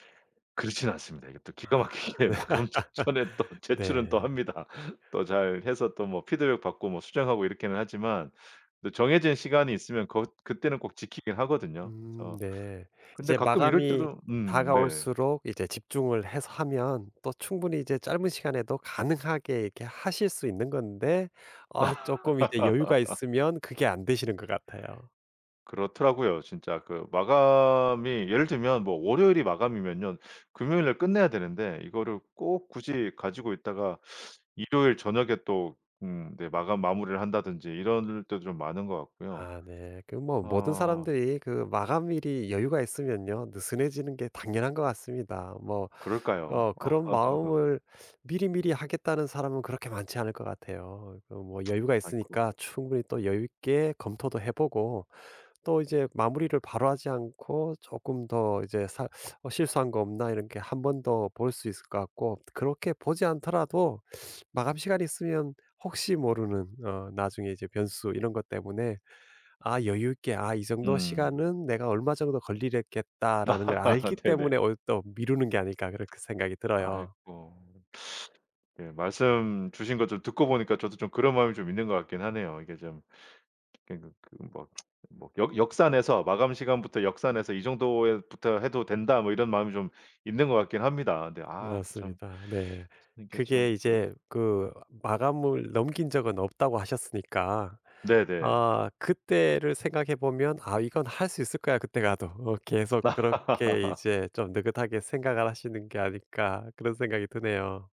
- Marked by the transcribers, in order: laughing while speaking: "막히게 마감 전에 또 제출은 또 합니다"; laugh; other background noise; laugh; tapping; teeth sucking; laugh; teeth sucking; laugh; teeth sucking; lip smack; laugh
- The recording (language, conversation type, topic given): Korean, advice, 왜 저는 일을 자꾸 미루다가 마감 직전에만 급하게 처리하게 되나요?